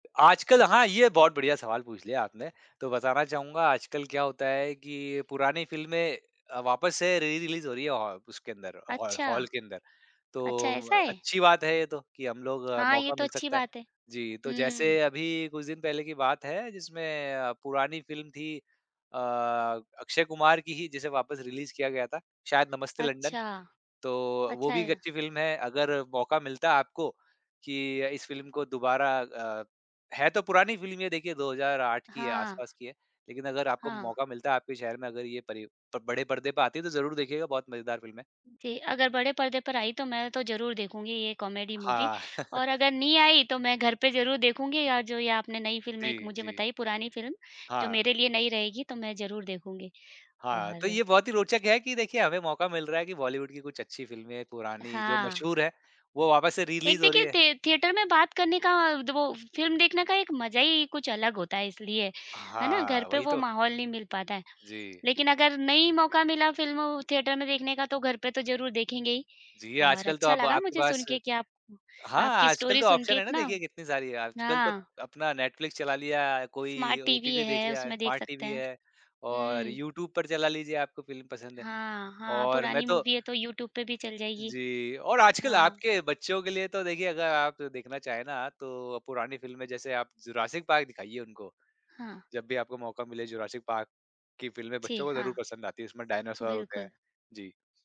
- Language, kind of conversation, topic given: Hindi, podcast, कौन-सी पुरानी फिल्म देखकर आपको सबसे ज़्यादा पुरानी यादों की कसक होती है?
- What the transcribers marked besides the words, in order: in English: "री-रिलीज़"; in English: "हॉर हॉल"; in English: "रिलीज़"; in English: "कॉमेडी मूवी"; chuckle; in English: "री-रिलीज़"; in English: "थिए थिएटर"; in English: "थिएटर"; in English: "ऑप्शन"; in English: "स्टोरी"; in English: "स्मार्ट"; in English: "स्मार्ट"; in English: "मूवी"